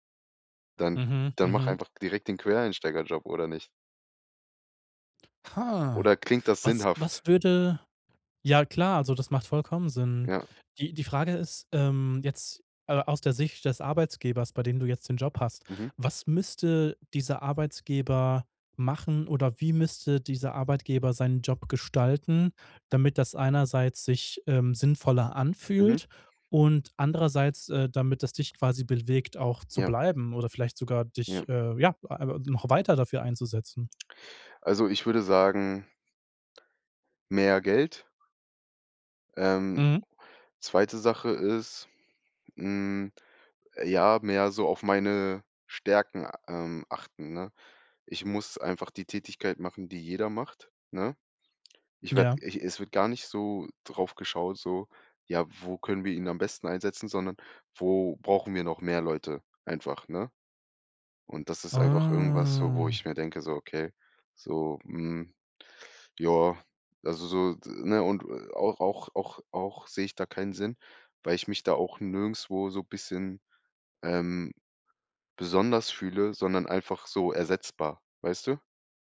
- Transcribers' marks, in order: "Arbeitgebers" said as "Arbeitsgebers"; "Arbeitgeber" said as "Arbeitsgeber"; other background noise; unintelligible speech; drawn out: "Ah"
- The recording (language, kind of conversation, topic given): German, podcast, Was macht einen Job für dich sinnvoll?